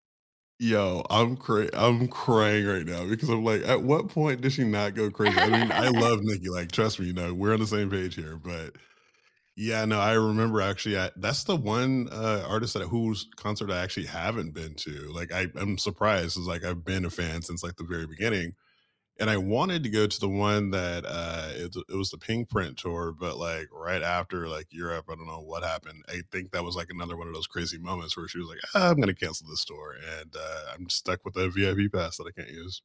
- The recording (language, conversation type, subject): English, unstructured, What live performance moments—whether you were there in person or watching live on screen—gave you chills, and what made them unforgettable?
- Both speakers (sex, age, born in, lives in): female, 25-29, United States, United States; male, 40-44, United States, United States
- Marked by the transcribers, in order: tapping; laugh